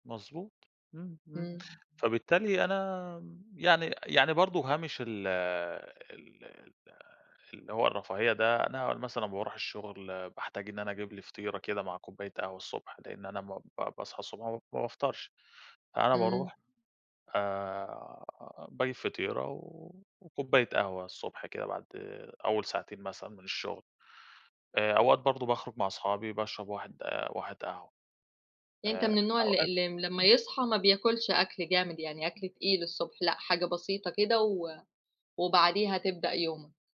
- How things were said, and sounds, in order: none
- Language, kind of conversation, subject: Arabic, podcast, إزاي بتخطط لأكل الأسبوع وتسوقه؟